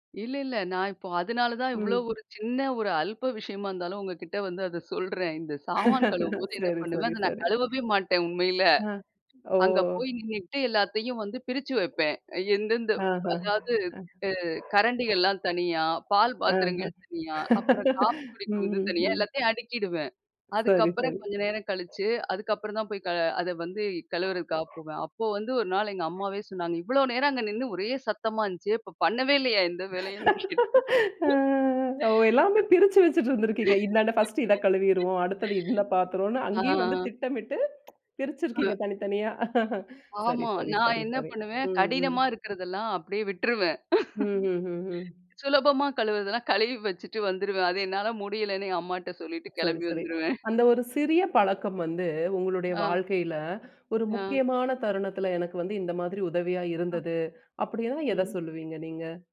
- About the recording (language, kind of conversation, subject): Tamil, podcast, சிறு பழக்கங்கள் எப்படி பெரிய முன்னேற்றத்தைத் தருகின்றன?
- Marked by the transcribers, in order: laugh; other background noise; laugh; dog barking; unintelligible speech; laugh; unintelligible speech; laugh; breath; laugh; breath; tsk; chuckle; laugh